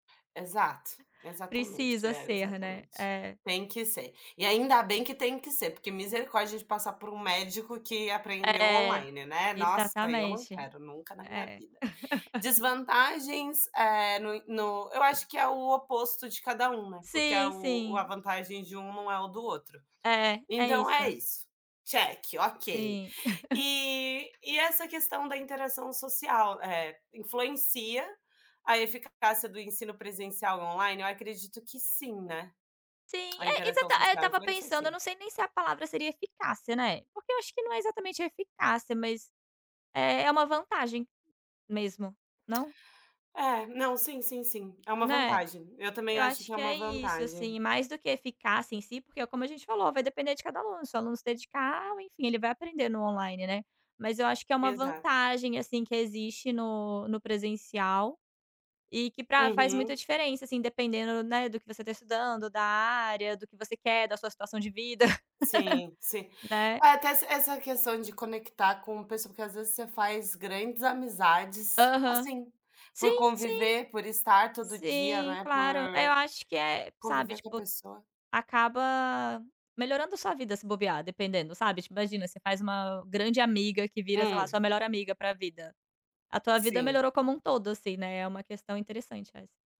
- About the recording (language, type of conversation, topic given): Portuguese, unstructured, Estudar de forma presencial ou online: qual é mais eficaz?
- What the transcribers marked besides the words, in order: other background noise; tapping; laugh; in English: "check"; chuckle; laugh; tongue click